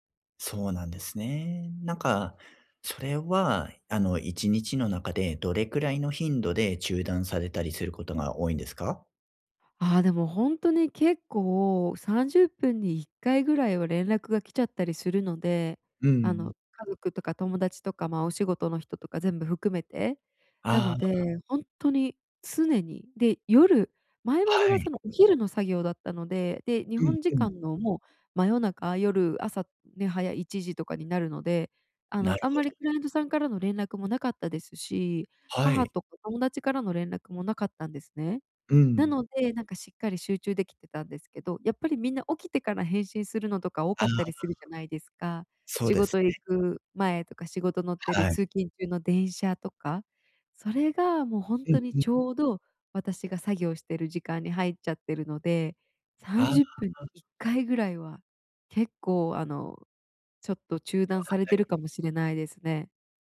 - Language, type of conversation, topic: Japanese, advice, 通知で集中が途切れてしまうのですが、どうすれば集中を続けられますか？
- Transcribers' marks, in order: other background noise